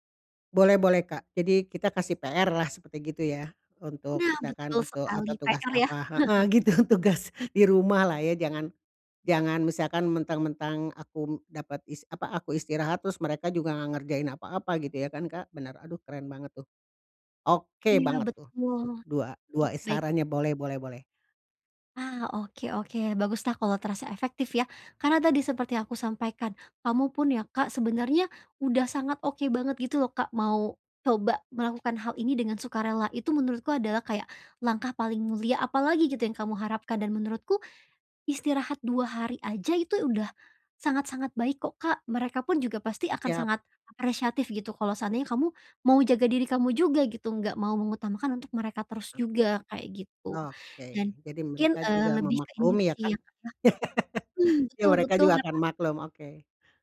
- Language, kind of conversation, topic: Indonesian, advice, Kenapa saya merasa bersalah saat ingin bersantai saja?
- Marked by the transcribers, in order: chuckle; laughing while speaking: "gitu, tugas"; unintelligible speech; laugh